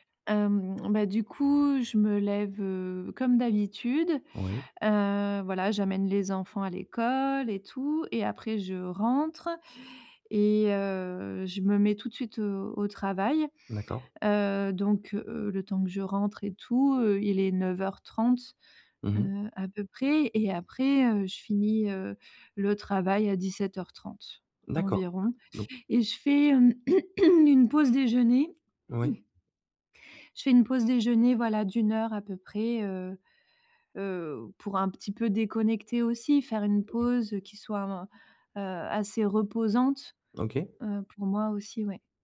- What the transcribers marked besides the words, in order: other background noise; stressed: "l'école"; throat clearing
- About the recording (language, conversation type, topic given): French, advice, Comment puis-je mieux séparer mon travail de ma vie personnelle ?